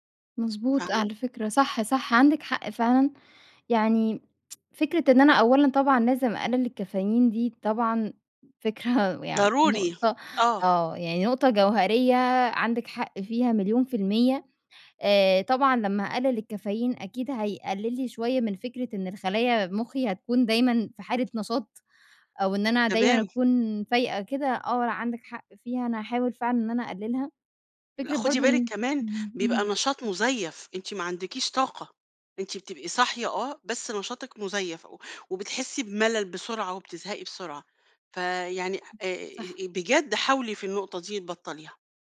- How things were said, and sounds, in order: tsk; chuckle; other background noise
- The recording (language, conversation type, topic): Arabic, advice, ليه مش قادر تلتزم بروتين تمرين ثابت؟